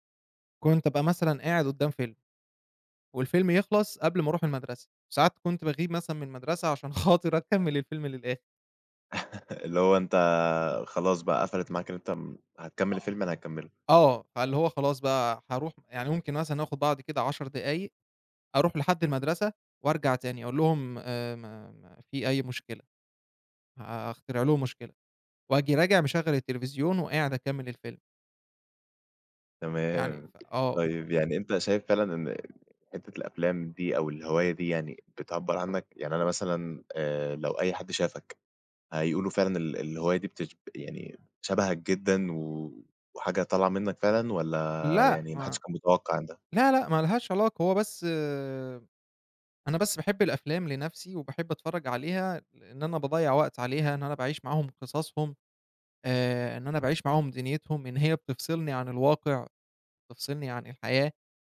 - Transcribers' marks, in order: laugh; tapping; other background noise
- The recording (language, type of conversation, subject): Arabic, podcast, احكيلي عن هوايتك المفضلة وإزاي بدأت فيها؟